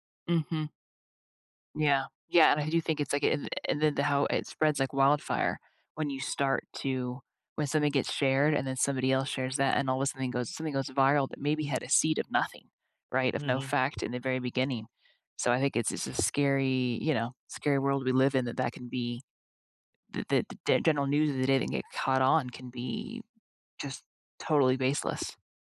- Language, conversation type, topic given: English, unstructured, What is your view on fake news and how it affects us?
- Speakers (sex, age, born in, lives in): female, 40-44, United States, United States; male, 65-69, United States, United States
- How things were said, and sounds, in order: tapping; other background noise